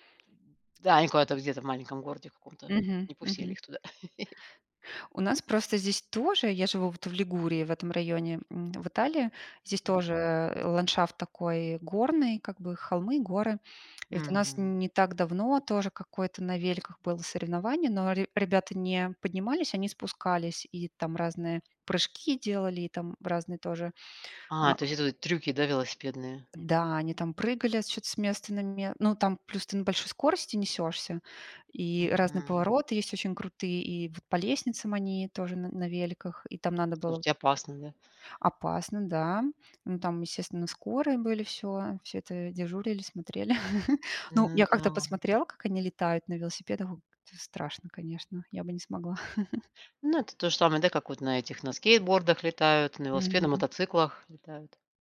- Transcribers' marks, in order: other background noise; tapping; giggle; chuckle; chuckle
- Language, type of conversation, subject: Russian, unstructured, Какой вид транспорта вам удобнее: автомобиль или велосипед?